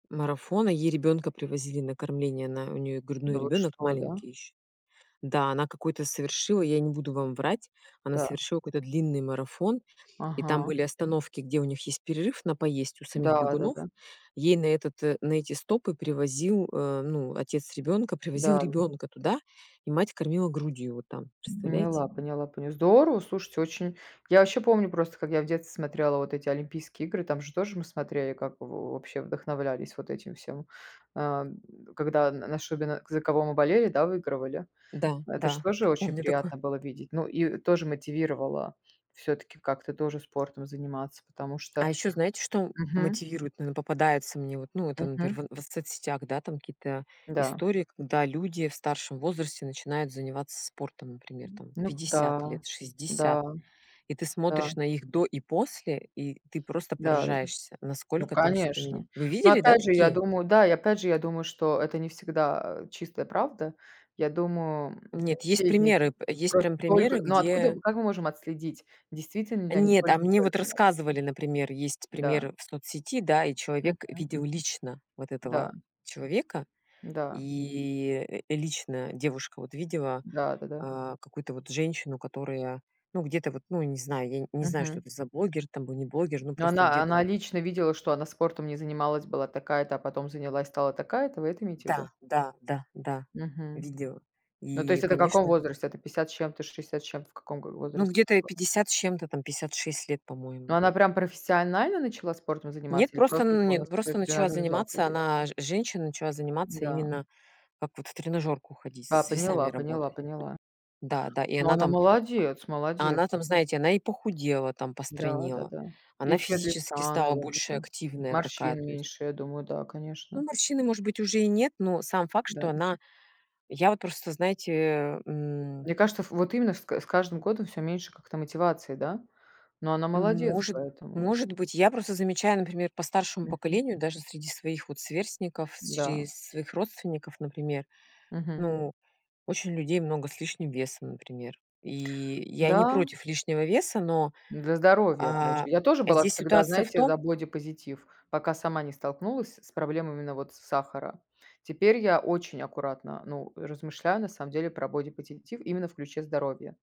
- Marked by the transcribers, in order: tapping; other background noise
- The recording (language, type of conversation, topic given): Russian, unstructured, Как ты обычно поддерживаешь свою физическую форму?